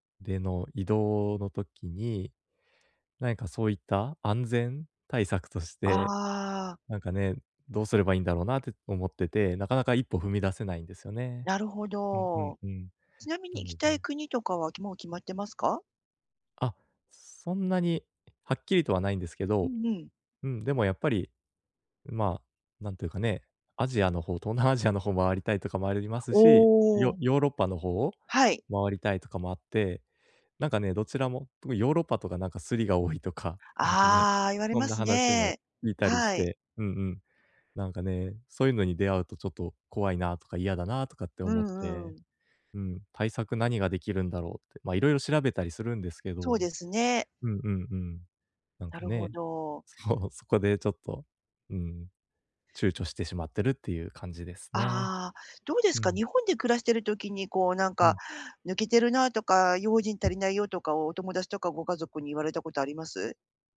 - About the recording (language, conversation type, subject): Japanese, advice, 安全に移動するにはどんなことに気をつければいいですか？
- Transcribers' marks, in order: laughing while speaking: "多いとか、なんかね"; laughing while speaking: "そう"; other background noise